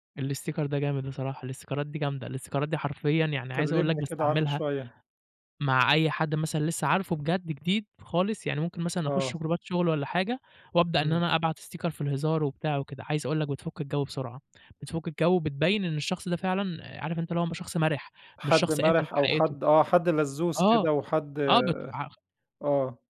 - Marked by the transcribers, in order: in English: "الاستيكر"; in English: "الاستيكرات"; in English: "الاستيكرات"; in English: "جروبات"; in English: "استيكر"
- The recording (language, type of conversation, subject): Arabic, podcast, إيه رأيك في الإيموجي وإزاي بتستخدمه عادة؟